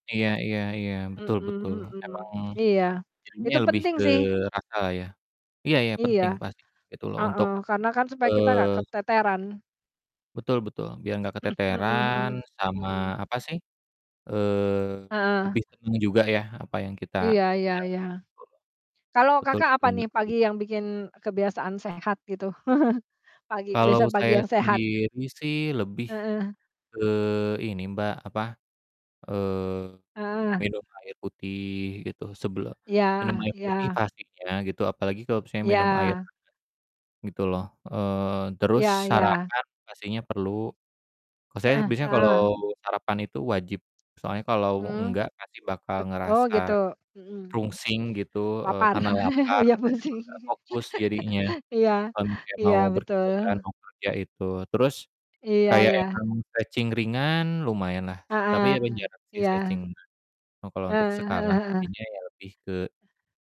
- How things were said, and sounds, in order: other background noise; distorted speech; tapping; chuckle; throat clearing; laugh; laughing while speaking: "oh iya pusing"; chuckle; in English: "stretching"; in English: "stretching"
- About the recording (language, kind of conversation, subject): Indonesian, unstructured, Kebiasaan pagi apa yang selalu kamu lakukan setiap hari?
- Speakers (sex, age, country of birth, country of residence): female, 45-49, Indonesia, Indonesia; male, 35-39, Indonesia, Indonesia